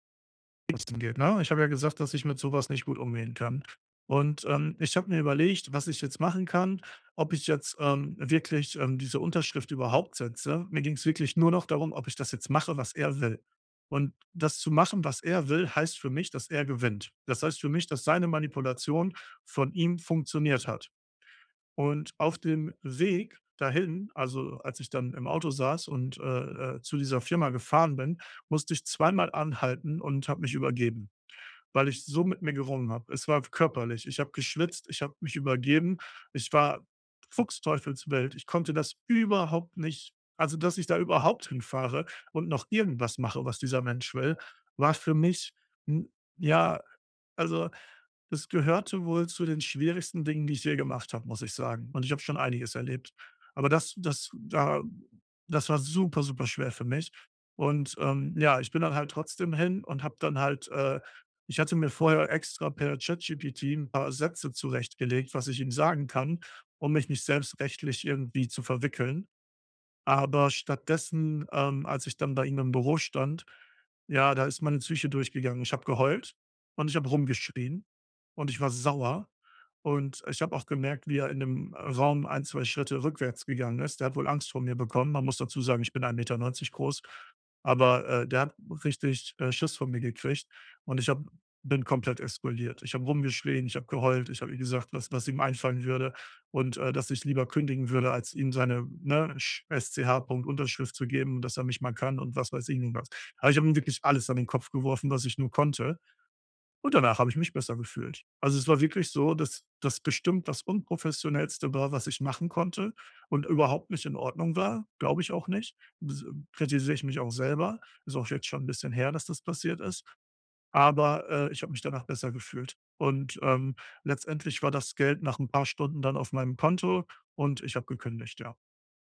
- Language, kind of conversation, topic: German, podcast, Wie gehst du damit um, wenn jemand deine Grenze ignoriert?
- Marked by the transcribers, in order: unintelligible speech